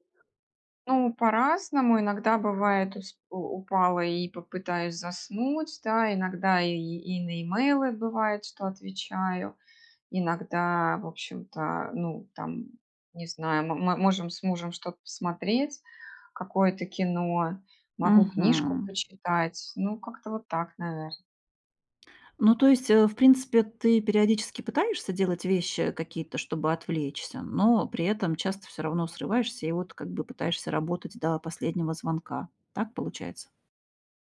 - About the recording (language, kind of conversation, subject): Russian, advice, Как справиться с бессонницей из‑за вечернего стресса или тревоги?
- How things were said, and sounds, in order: none